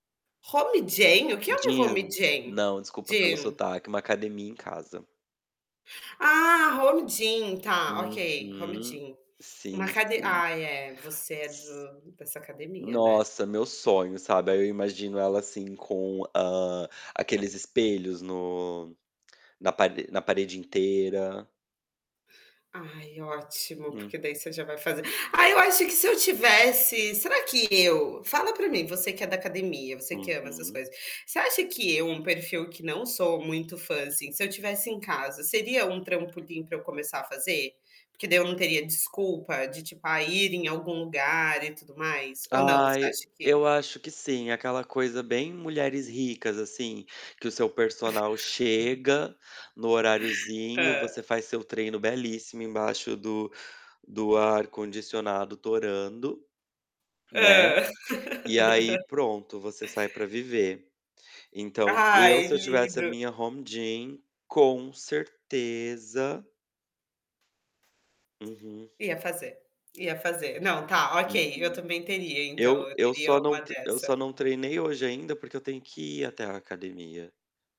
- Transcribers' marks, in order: in English: "Home gym?"; in English: "Gym"; in English: "Home gym? Gym?"; in English: "Home gym!"; in English: "Home gym"; static; tapping; distorted speech; chuckle; laugh; in English: "home gym"
- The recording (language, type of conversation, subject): Portuguese, unstructured, Qual é o seu maior sonho relacionado a dinheiro?